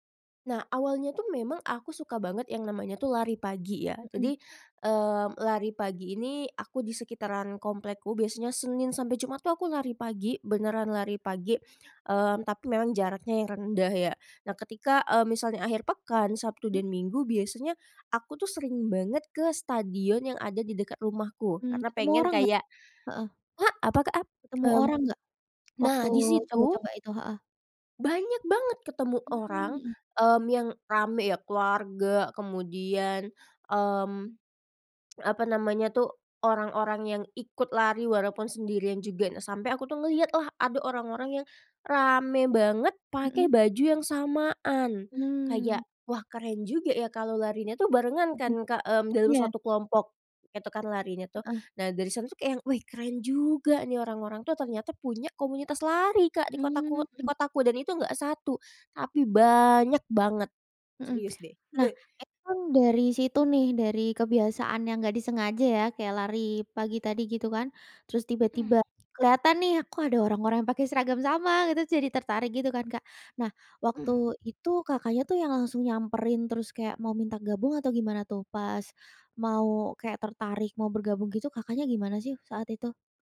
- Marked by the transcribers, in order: tsk; other background noise; chuckle
- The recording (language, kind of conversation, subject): Indonesian, podcast, Bagaimana cara bergabung dengan komunitas yang cocok untuk hobimu?